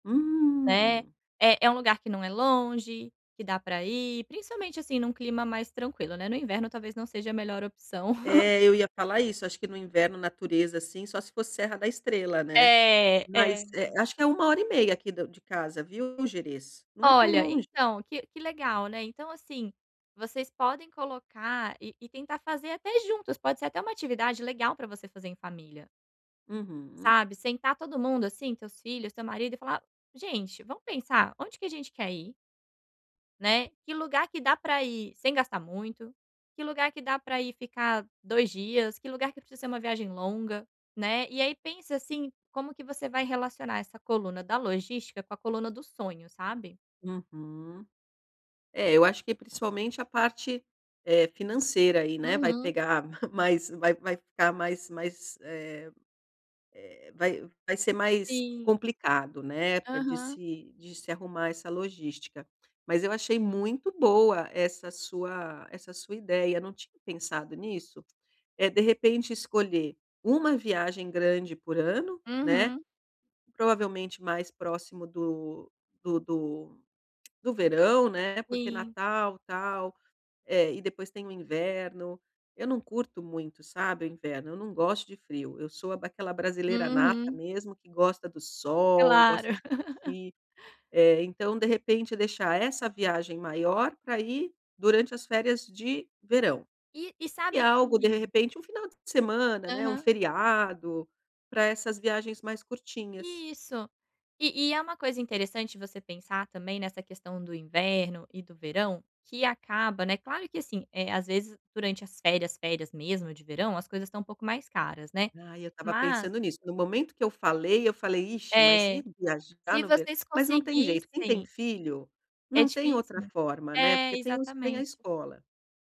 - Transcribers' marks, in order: drawn out: "Hum"; chuckle; tapping; laugh
- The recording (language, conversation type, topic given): Portuguese, advice, Como posso lidar com a ansiedade ao visitar lugares novos?